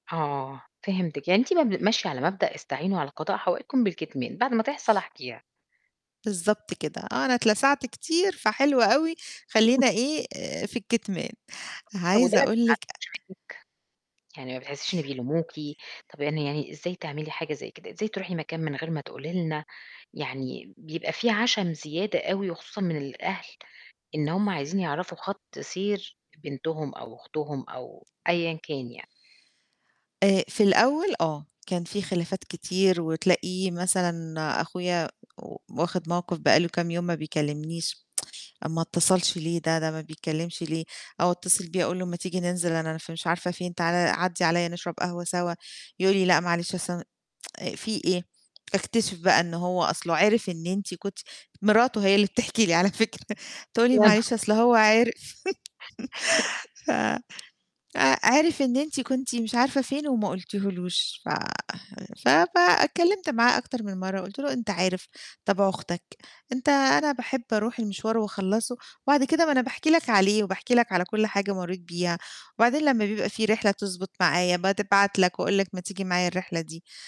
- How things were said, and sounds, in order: static; chuckle; tapping; distorted speech; unintelligible speech; other background noise; tsk; tsk; laughing while speaking: "بتحكي لي على فكرة"; chuckle; laugh
- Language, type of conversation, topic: Arabic, podcast, إزاي تحافظ على خصوصيتك وإنت موجود على الإنترنت؟